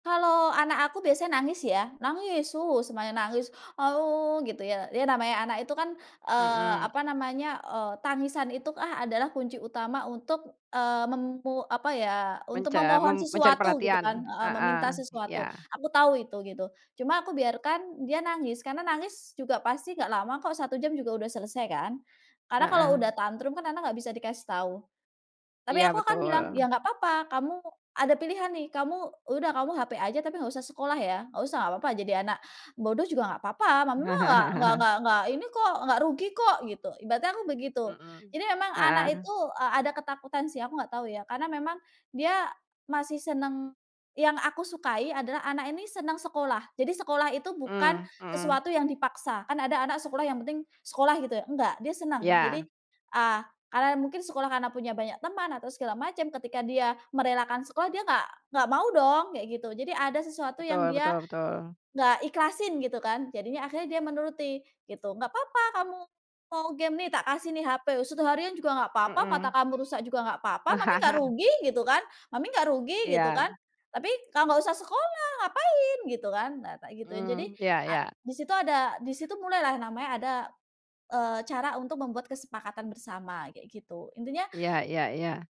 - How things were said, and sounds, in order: crying; chuckle; background speech; chuckle
- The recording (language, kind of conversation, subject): Indonesian, podcast, Bagaimana cara mengatur waktu layar anak saat menggunakan gawai tanpa memicu konflik di rumah?